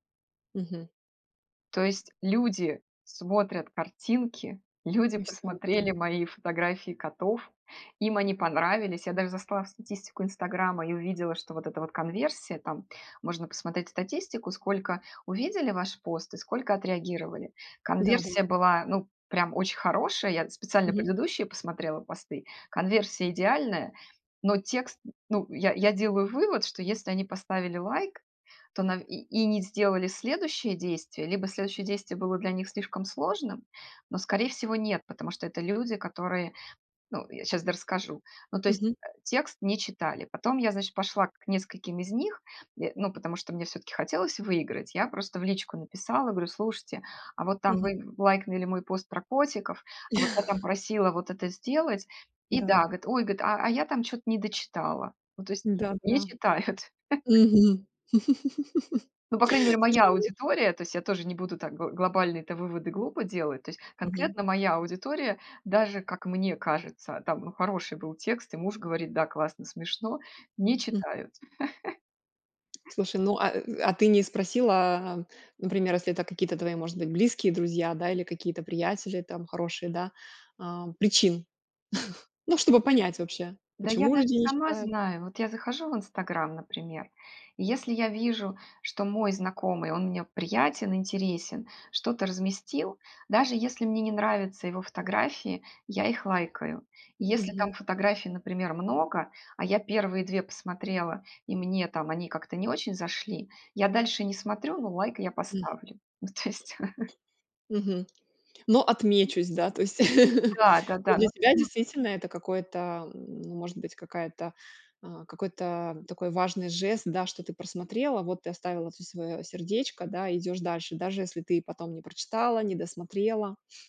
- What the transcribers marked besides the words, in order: "зашла" said as "засла"; other background noise; chuckle; laugh; laugh; unintelligible speech; tapping; chuckle; chuckle; unintelligible speech; laugh; chuckle
- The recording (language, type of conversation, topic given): Russian, podcast, Как лайки влияют на твою самооценку?